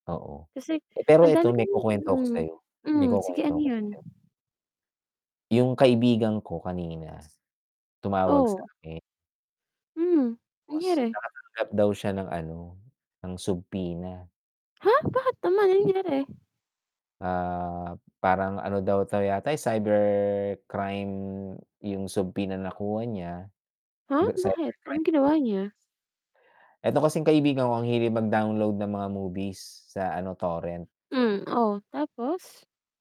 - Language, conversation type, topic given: Filipino, unstructured, Paano mo tinitingnan ang iligal na pagda-download o panonood ng mga pelikula sa internet?
- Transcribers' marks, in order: distorted speech; static; unintelligible speech; surprised: "Ha?!"; fan; drawn out: "Ah"; drawn out: "cybercrime yung"; in English: "cybercrime"; unintelligible speech; surprised: "Ha?!"; unintelligible speech